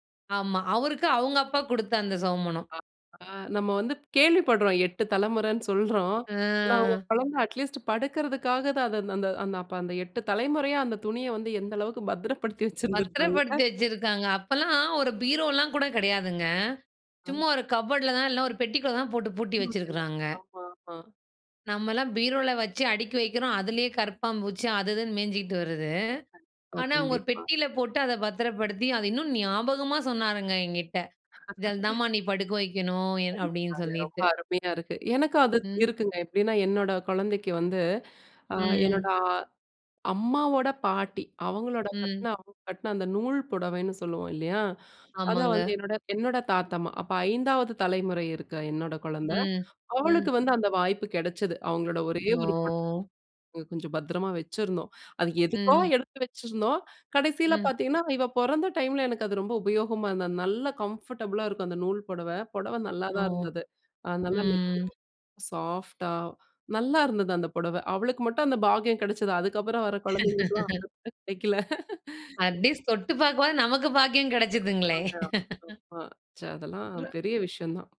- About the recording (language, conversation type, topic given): Tamil, podcast, உங்கள் குடும்பத்தில் கலாச்சார உடைத் தேர்வு எப்படிச் செய்யப்படுகிறது?
- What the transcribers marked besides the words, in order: other background noise; in English: "அட்லீஸ்ட்"; laughing while speaking: "பத்திரப்படுத்தி வச்சுருந்துருப்பாங்க"; unintelligible speech; laugh; in English: "டைம்ல"; in English: "கம்ஃபர்டபுளா"; in English: "சாஃப்ட்டா"; laugh; laugh; in English: "அட் லீஸ்ட்"; laugh